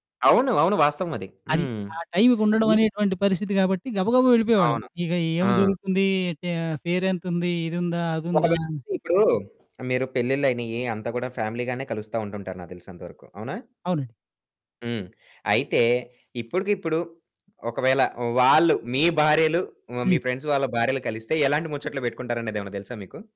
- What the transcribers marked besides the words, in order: distorted speech; in English: "ఫ్యామిలీ"; in English: "ఫ్రెండ్స్"
- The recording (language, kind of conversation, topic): Telugu, podcast, నిజమైన స్నేహం అంటే మీకు ఏమనిపిస్తుంది?